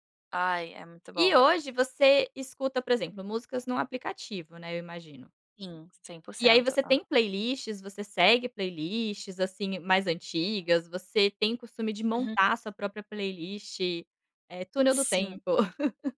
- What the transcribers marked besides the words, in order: tapping; laugh
- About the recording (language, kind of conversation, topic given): Portuguese, podcast, Qual canção te transporta imediatamente para outra época da vida?